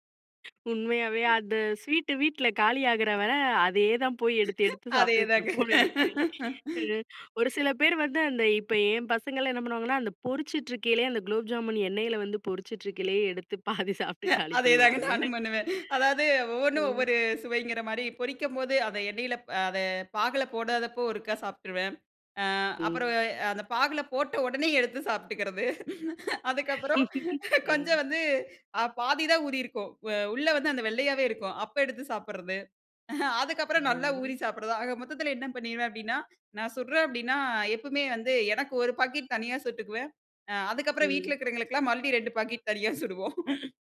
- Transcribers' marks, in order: other background noise; chuckle; laughing while speaking: "அதே தாங்க"; laugh; laughing while speaking: "அதேதாங்க. நானும் பண்ணுவேன்"; laughing while speaking: "எடுத்து பாதி சாப்ட்டு காலி பண்ணுவாங்க"; chuckle; laughing while speaking: "அதுக்கப்புறம் கொஞ்சம் வந்து"; chuckle; laughing while speaking: "அதுக்கப்புறம் நல்லா ஊறி சாப்பட்றது. ஆக மொத்தத்துல"; chuckle
- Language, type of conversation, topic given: Tamil, podcast, பசியா அல்லது உணவுக்கான ஆசையா என்பதை எப்படி உணர்வது?